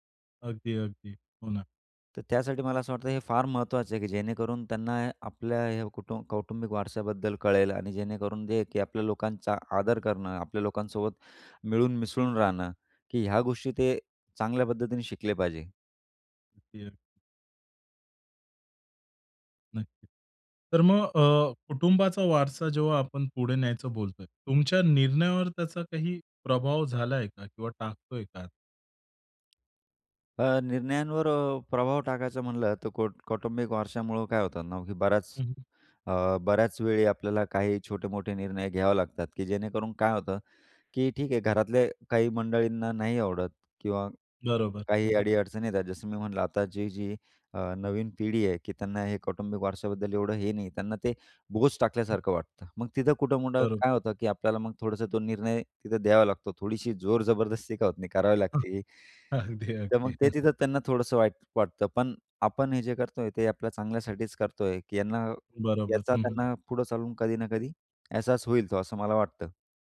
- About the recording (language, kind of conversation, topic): Marathi, podcast, कुटुंबाचा वारसा तुम्हाला का महत्त्वाचा वाटतो?
- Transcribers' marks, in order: other background noise; unintelligible speech; tapping; "कुठं-कुठं" said as "मुठं"; laughing while speaking: "अगदी, अगदी"; chuckle